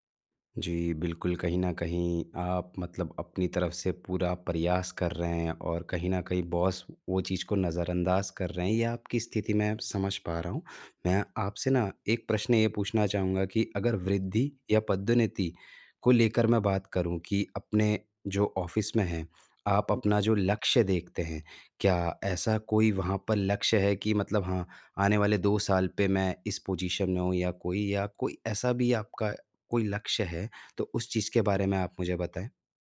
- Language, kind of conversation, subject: Hindi, advice, मैं अपने प्रबंधक से वेतन‑वृद्धि या पदोन्नति की बात आत्मविश्वास से कैसे करूँ?
- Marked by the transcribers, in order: in English: "बॉस"; tapping; in English: "ऑफिस"; in English: "पोजीशन"